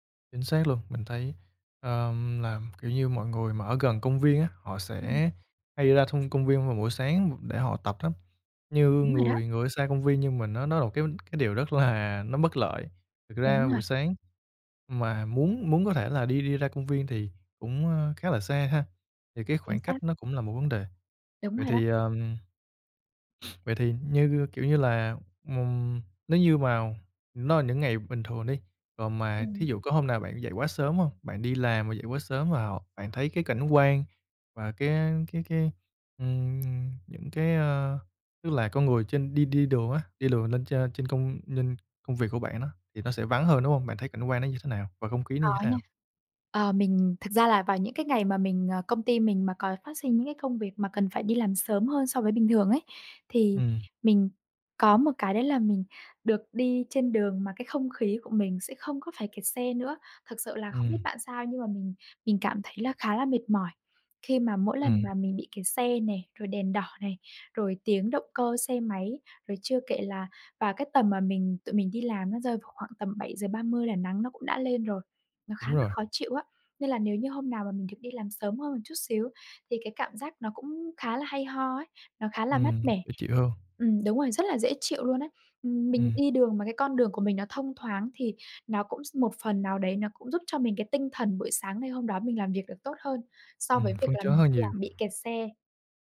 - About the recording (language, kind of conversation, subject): Vietnamese, podcast, Bạn có những thói quen buổi sáng nào?
- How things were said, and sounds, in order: tapping; other background noise